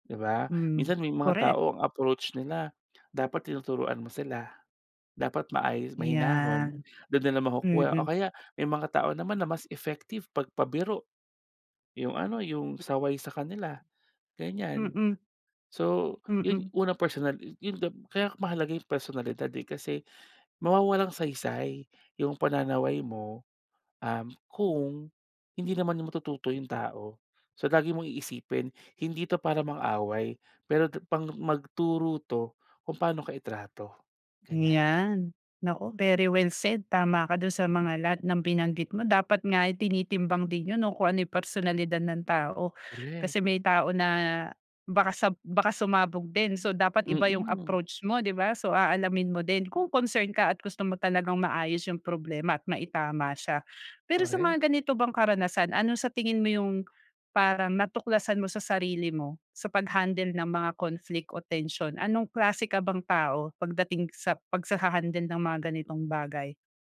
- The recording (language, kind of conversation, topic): Filipino, podcast, Ano ang ginagawa mo kapag may lumalabag sa hangganan mo?
- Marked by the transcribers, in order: none